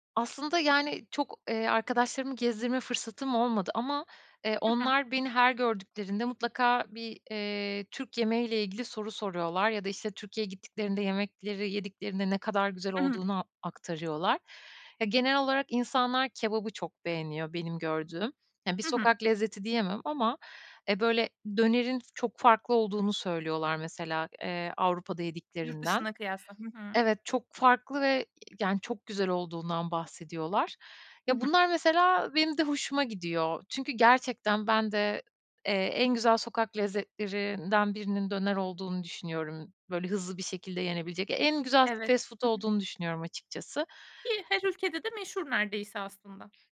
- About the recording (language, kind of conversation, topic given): Turkish, podcast, Sokak lezzetleri senin için ne ifade ediyor?
- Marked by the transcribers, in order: tapping; unintelligible speech